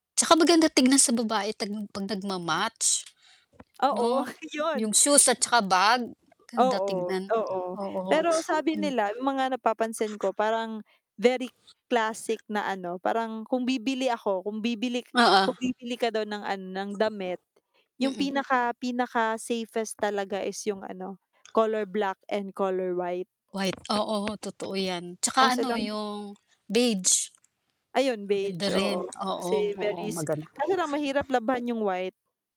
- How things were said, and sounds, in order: static; distorted speech; chuckle; tapping; other background noise
- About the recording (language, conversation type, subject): Filipino, unstructured, Paano mo pinaplano ang paggamit ng pera mo sa araw-araw?